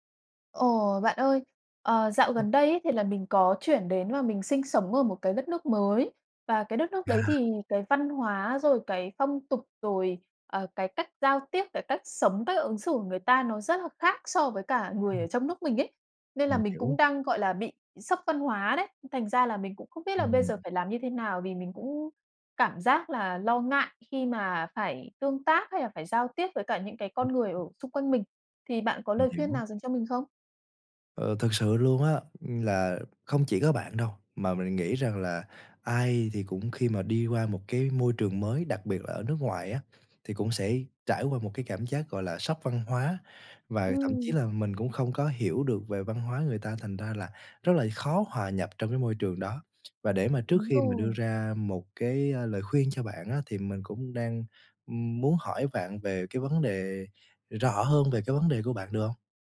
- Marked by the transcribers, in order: tapping; other background noise
- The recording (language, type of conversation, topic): Vietnamese, advice, Bạn đã trải nghiệm sốc văn hóa, bối rối về phong tục và cách giao tiếp mới như thế nào?